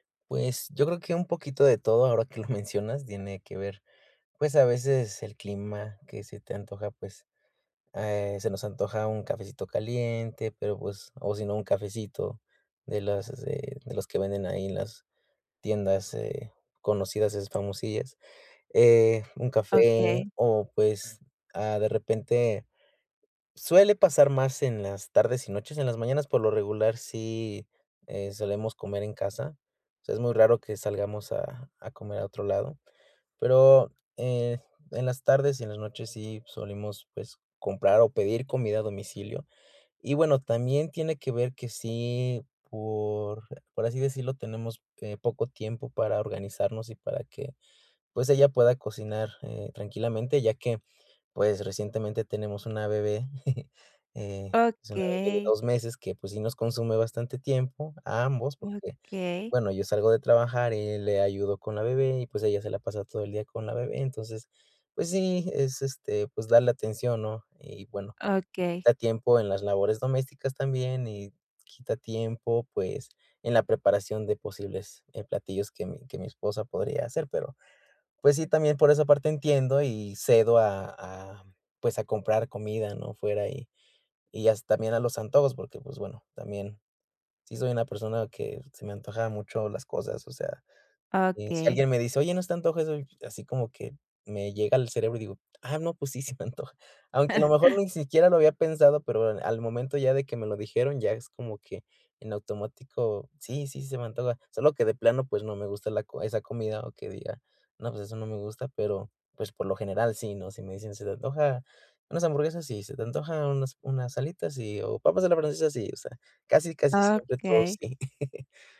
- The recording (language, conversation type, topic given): Spanish, advice, ¿Cómo puedo controlar los antojos y comer menos por emociones?
- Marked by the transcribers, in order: chuckle; laughing while speaking: "sí, se me antoja"; chuckle; chuckle